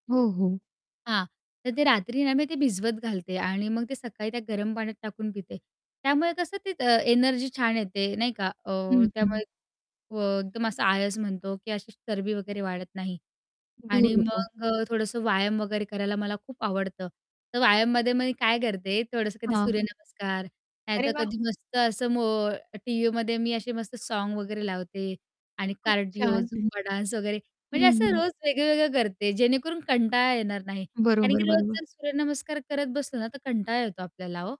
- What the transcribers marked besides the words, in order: distorted speech; other background noise; in English: "डान्स"; static
- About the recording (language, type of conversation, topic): Marathi, podcast, तुमच्या घरात सकाळची दिनचर्या कशी असते?